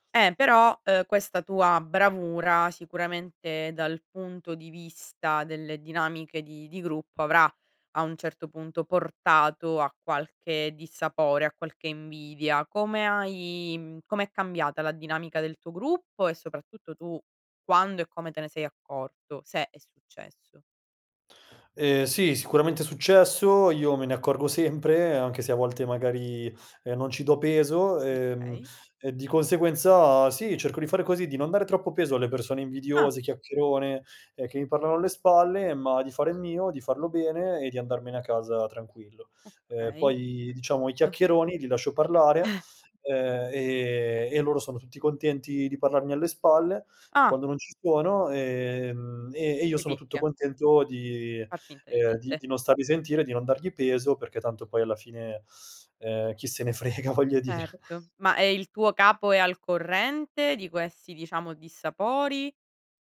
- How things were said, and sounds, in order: laughing while speaking: "sempre"; chuckle; laughing while speaking: "frega voglio dire"
- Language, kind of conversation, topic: Italian, podcast, Hai un capo che ti fa sentire invincibile?